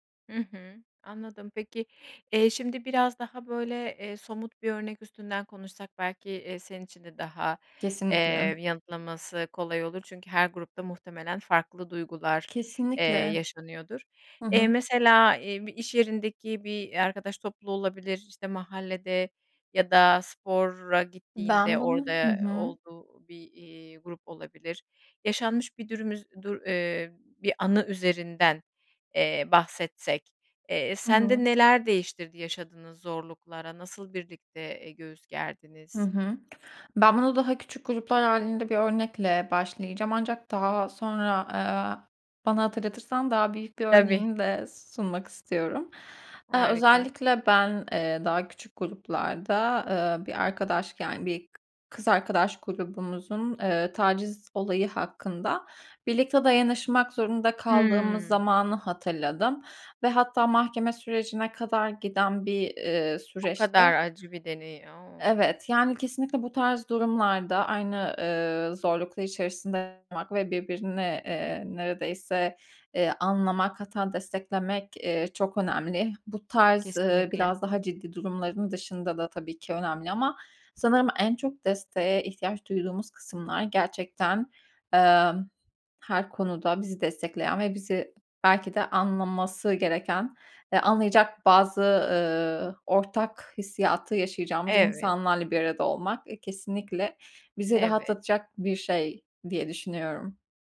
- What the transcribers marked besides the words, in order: other background noise; tapping
- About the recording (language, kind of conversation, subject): Turkish, podcast, Bir grup içinde ortak zorluklar yaşamak neyi değiştirir?